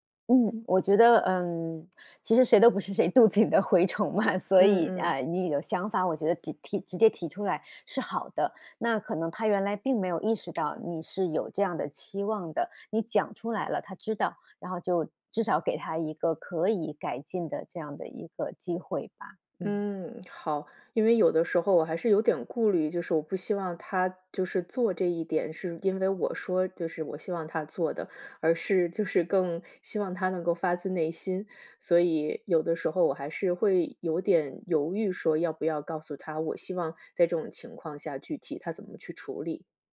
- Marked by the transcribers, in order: laughing while speaking: "肚子里的蛔虫嘛"; other background noise
- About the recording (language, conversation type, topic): Chinese, advice, 我们为什么总是频繁产生沟通误会？